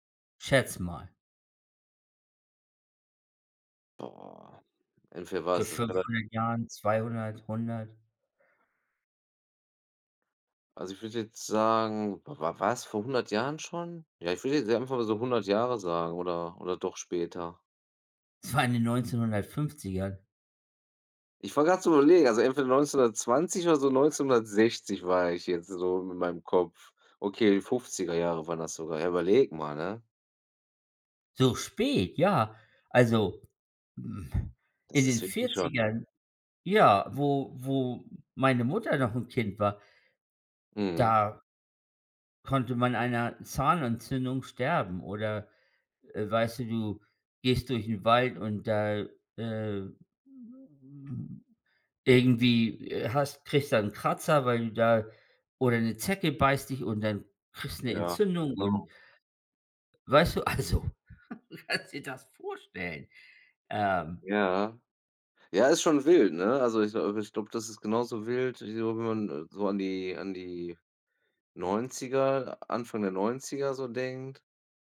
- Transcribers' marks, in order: tapping; other background noise; giggle; laughing while speaking: "kannst dir das"
- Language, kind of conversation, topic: German, unstructured, Welche wissenschaftliche Entdeckung findest du am faszinierendsten?